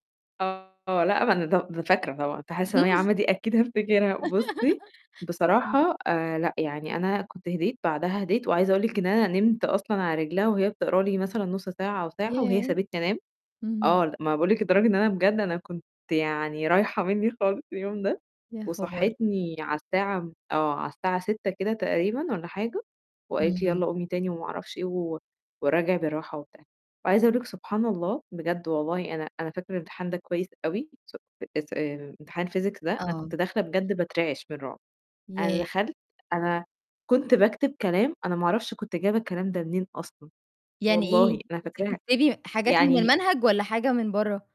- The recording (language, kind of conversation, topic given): Arabic, podcast, إيه اللي بتعمله أول ما تحس بنوبة قلق فجأة؟
- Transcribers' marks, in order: distorted speech; other noise; laugh; laughing while speaking: "أكيد هافتكرها"; in English: "الphysics"